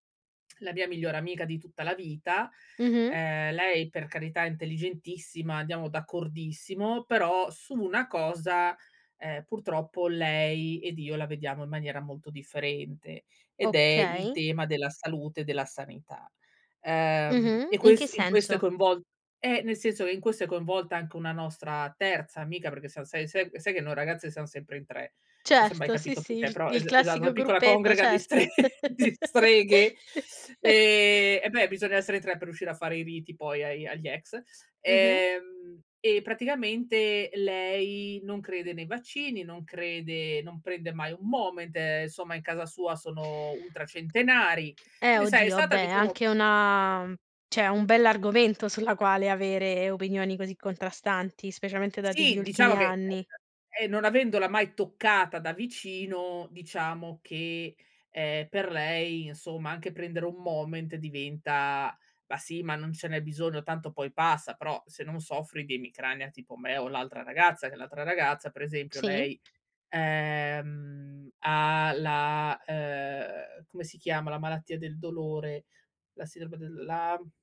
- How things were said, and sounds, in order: tapping; "perché" said as "pché"; "gruppetto" said as "grupeto"; laughing while speaking: "stre"; chuckle; other background noise; drawn out: "una"; "cioè" said as "ceh"; unintelligible speech; "bisogno" said as "bisono"
- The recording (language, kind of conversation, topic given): Italian, podcast, Quando hai imparato a dire no senza sensi di colpa?